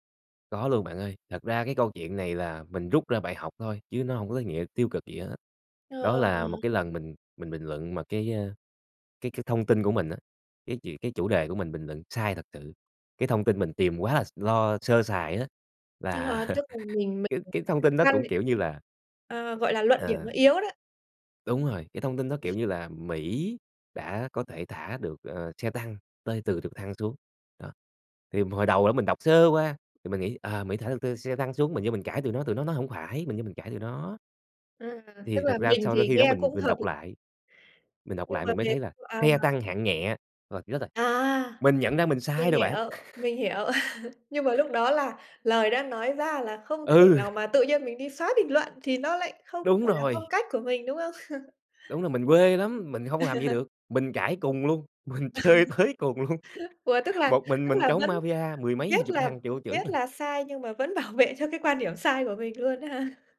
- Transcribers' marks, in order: tapping; laugh; unintelligible speech; unintelligible speech; "xe" said as "the"; laugh; laugh; laugh; laughing while speaking: "mình chơi tới cùng luôn"
- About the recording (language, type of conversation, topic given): Vietnamese, podcast, Bạn xử lý bình luận tiêu cực trên mạng ra sao?